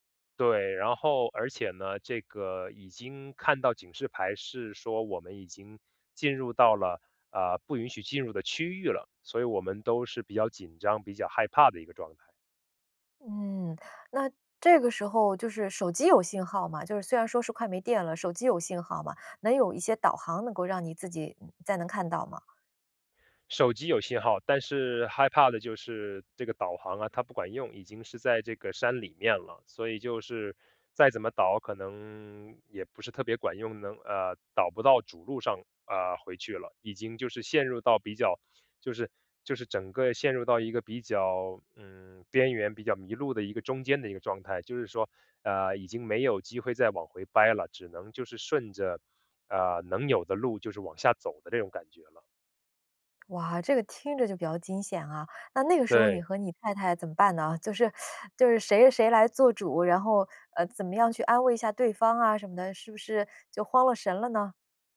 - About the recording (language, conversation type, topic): Chinese, podcast, 你最难忘的一次迷路经历是什么？
- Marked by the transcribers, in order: other background noise; teeth sucking